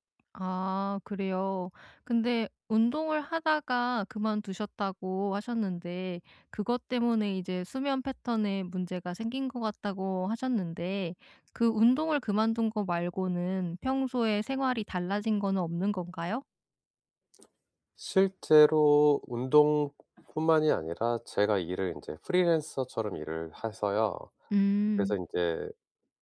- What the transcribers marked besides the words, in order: other background noise; put-on voice: "프리랜서처럼"; "해서요" said as "하서요"
- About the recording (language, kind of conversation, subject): Korean, advice, 하루 일과에 맞춰 규칙적인 수면 습관을 어떻게 시작하면 좋을까요?